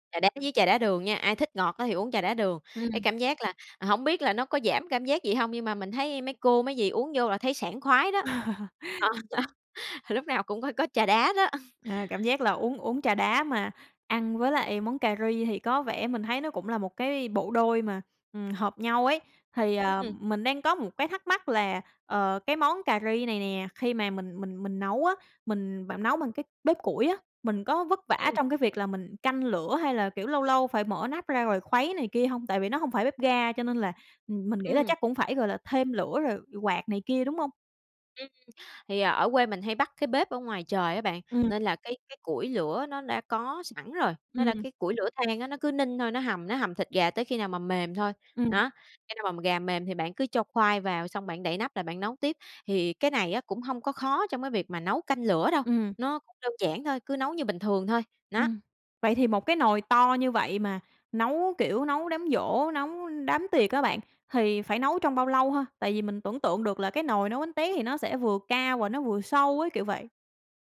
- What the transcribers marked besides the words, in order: laugh; other background noise; tapping
- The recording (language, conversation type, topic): Vietnamese, podcast, Bạn nhớ món ăn gia truyền nào nhất không?